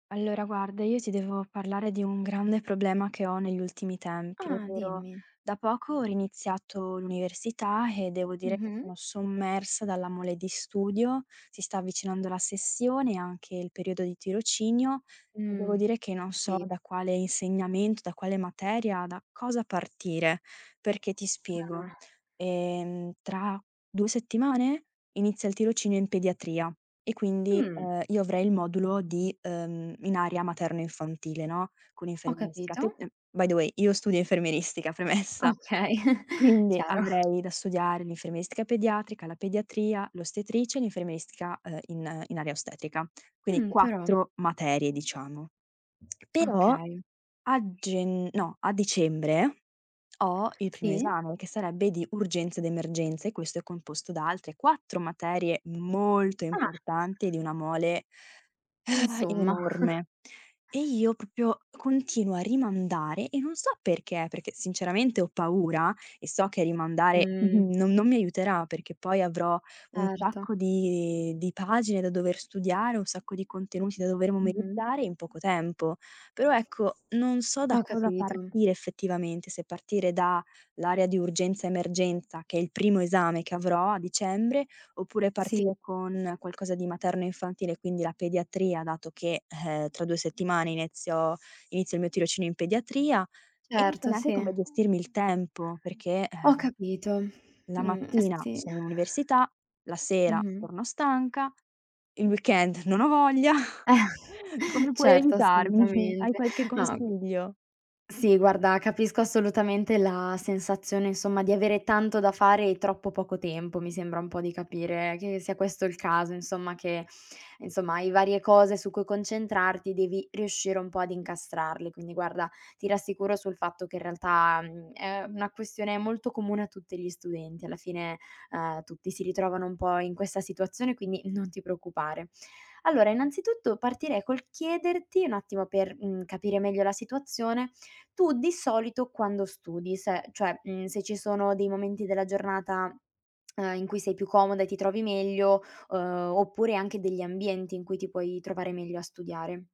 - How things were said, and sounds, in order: other background noise; in English: "by the way"; chuckle; laughing while speaking: "premessa"; tapping; stressed: "molto"; exhale; chuckle; "proprio" said as "propio"; "inizio-" said as "inezio"; chuckle; in English: "weekend"; chuckle
- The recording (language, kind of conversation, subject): Italian, advice, Quali difficoltà incontri nel mantenere costanza nello studio o nella formazione continua?